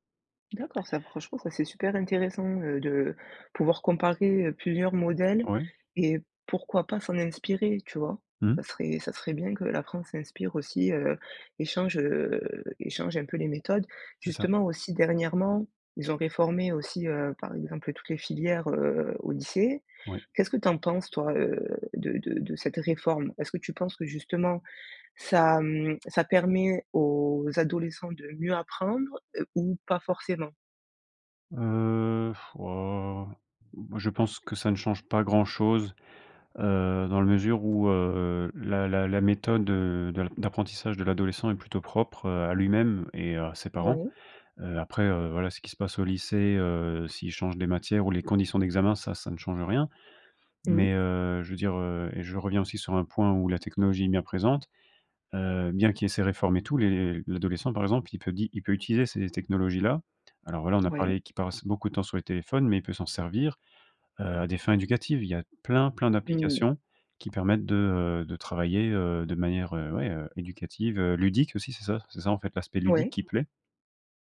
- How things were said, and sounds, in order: tapping; other background noise
- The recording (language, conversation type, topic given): French, podcast, Quel conseil donnerais-tu à un ado qui veut mieux apprendre ?